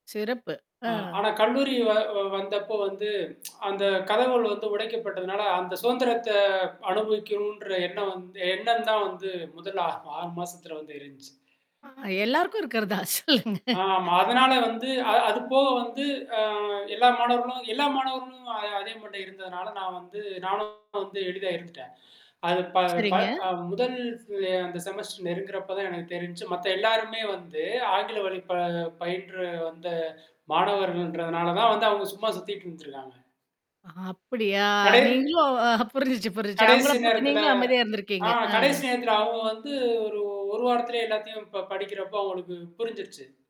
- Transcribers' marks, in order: distorted speech; tsk; static; tapping; laughing while speaking: "சொல்லுங்க"; in English: "மைண்டில"; in English: "செமஸ்டர்"; mechanical hum; laughing while speaking: "அ புரிஞ்சுச்சு புரிஞ்சிச்சு"; other background noise
- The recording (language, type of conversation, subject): Tamil, podcast, தோல்வி ஏற்பட்டாலும் கற்றலைத் தொடர உங்களுக்கு என்ன உதவுகிறது?